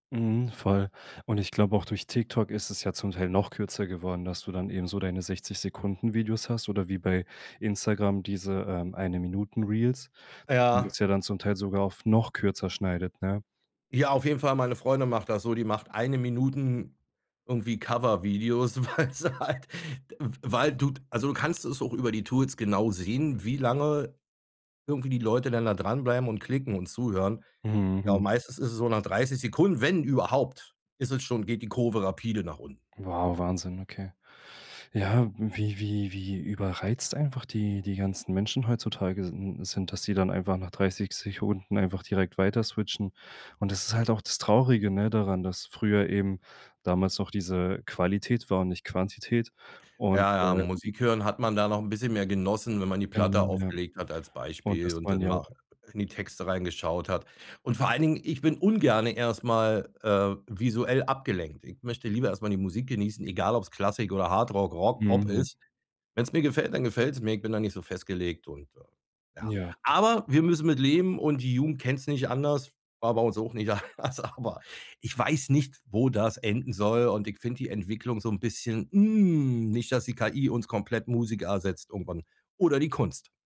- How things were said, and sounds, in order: laughing while speaking: "weil sie halt"; in English: "switchen"; unintelligible speech; unintelligible speech; stressed: "Aber"; laughing while speaking: "anders. Aber"; drawn out: "hm"; stressed: "hm"
- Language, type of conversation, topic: German, podcast, Wie verändert TikTok die Musik- und Popkultur aktuell?
- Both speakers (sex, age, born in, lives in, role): male, 25-29, Germany, Germany, host; male, 50-54, Germany, Germany, guest